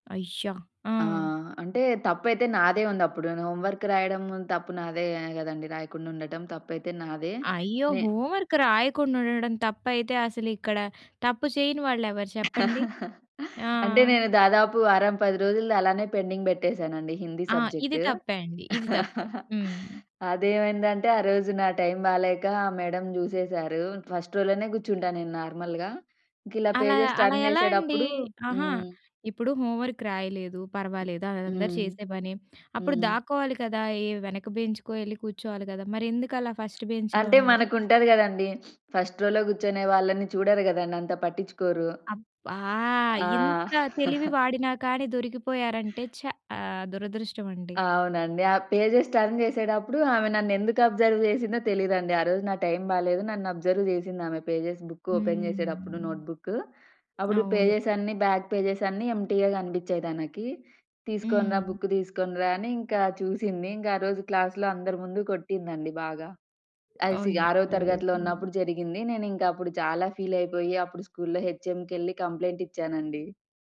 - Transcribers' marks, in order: other background noise; in English: "హోంవర్క్"; in English: "హోంవర్క్"; chuckle; in English: "పెండింగ్"; chuckle; in English: "మేడం"; in English: "ఫస్ట్"; in English: "నార్మల్‌గా"; in English: "పేజెస్ టర్న్"; tapping; in English: "హోంవర్క్"; in English: "ఫస్ట్ బెంచ్‌లోనే?"; sniff; in English: "ఫస్ట్ రోలో"; chuckle; in English: "పేజెస్ టర్న్"; in English: "అబ్జర్వ్"; in English: "అబ్జర్వ్"; in English: "పేజెస్"; in English: "ఓపెన్"; in English: "బ్యాక్"; in English: "ఎంప్టీగా"; in English: "బుక్"; in English: "క్లాస్‌లో"; in English: "కంప్లెయింట్"
- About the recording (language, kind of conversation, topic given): Telugu, podcast, ఒకరిపై ఫిర్యాదు చేయాల్సి వచ్చినప్పుడు మీరు ఎలా ప్రారంభిస్తారు?